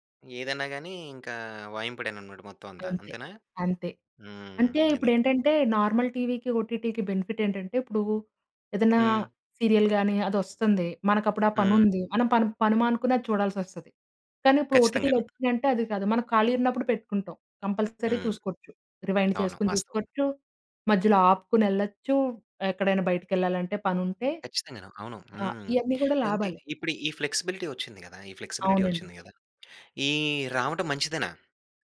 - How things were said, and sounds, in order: in English: "నార్మల్"; tapping; in English: "ఓటీటీకి బెనిఫిట్"; in English: "సీరియల్"; in English: "ఓటీటీ"; in English: "కంపల్సరీ"; in English: "రివైండ్"; in English: "ఫ్లెక్సిబిలిటీ"; in English: "ఫ్లెక్సిబిలిటీ"
- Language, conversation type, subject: Telugu, podcast, స్ట్రీమింగ్ సేవలు కేబుల్ టీవీకన్నా మీకు బాగా నచ్చేవి ఏవి, ఎందుకు?